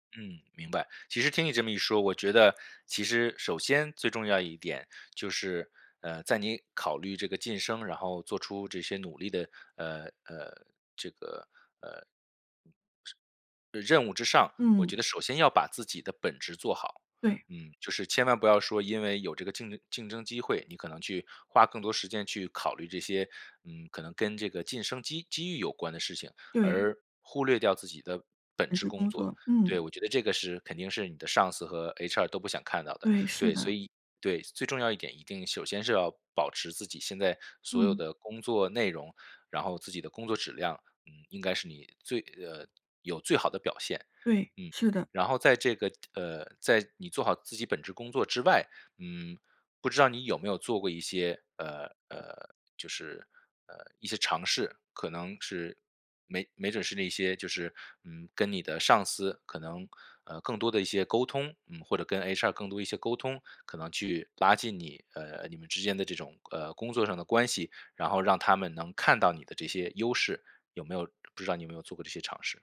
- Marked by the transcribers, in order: none
- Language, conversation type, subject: Chinese, advice, 在竞争激烈的情况下，我该如何争取晋升？